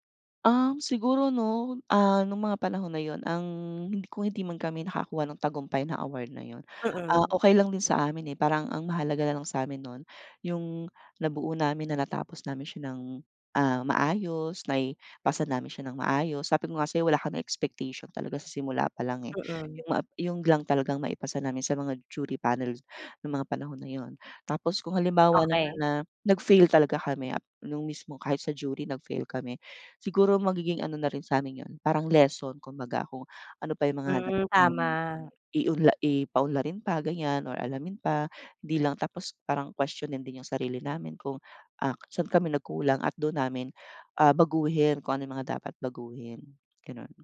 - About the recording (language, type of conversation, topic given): Filipino, podcast, Anong kuwento mo tungkol sa isang hindi inaasahang tagumpay?
- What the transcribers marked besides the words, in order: drawn out: "ang"; in English: "expectation"; in English: "jury panel"